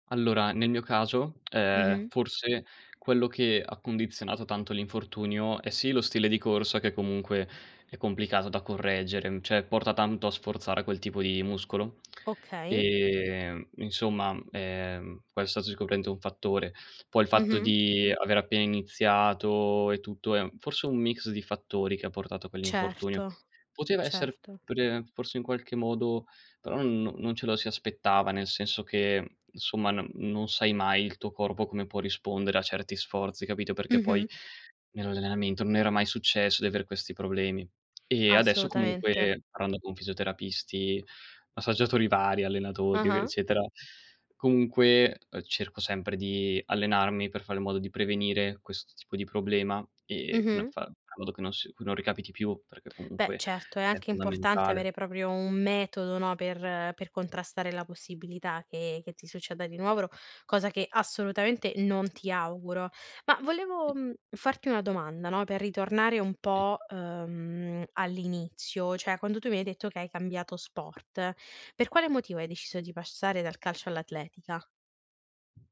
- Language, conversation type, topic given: Italian, podcast, Puoi raccontarmi un esempio di un fallimento che poi si è trasformato in un successo?
- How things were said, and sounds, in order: tapping; "cioè" said as "ceh"; "sicuramente" said as "sicuchente"; "allenamento" said as "allenenamento"; "nuovo" said as "nuovro"; other background noise; "cioè" said as "ceh"